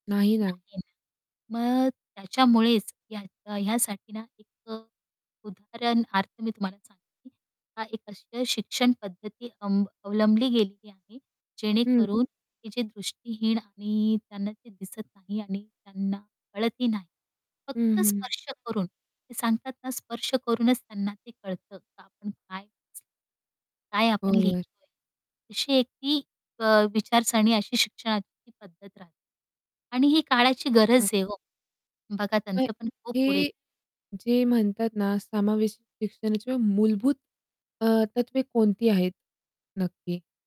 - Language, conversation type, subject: Marathi, podcast, समावेशक शिक्षण म्हणजे नेमकं काय, आणि ते प्रत्यक्षात कसं राबवायचं?
- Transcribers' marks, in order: distorted speech; static; tapping; unintelligible speech